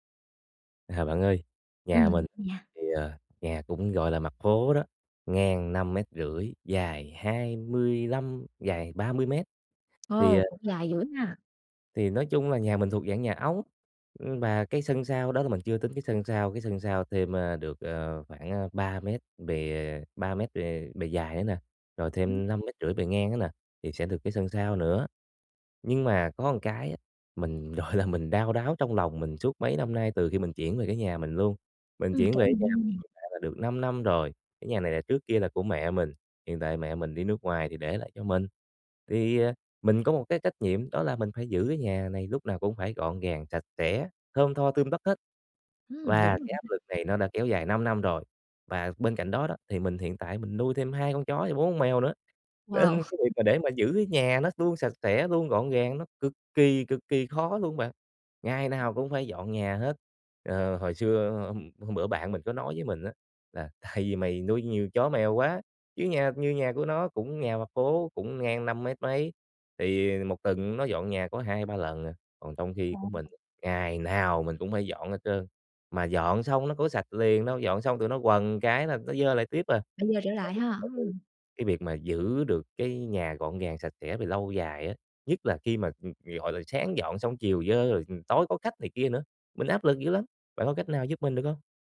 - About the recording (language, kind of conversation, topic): Vietnamese, advice, Làm sao để giữ nhà luôn gọn gàng lâu dài?
- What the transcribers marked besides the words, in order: tapping; other background noise; laughing while speaking: "gọi là"; unintelligible speech; laughing while speaking: "Tại vì"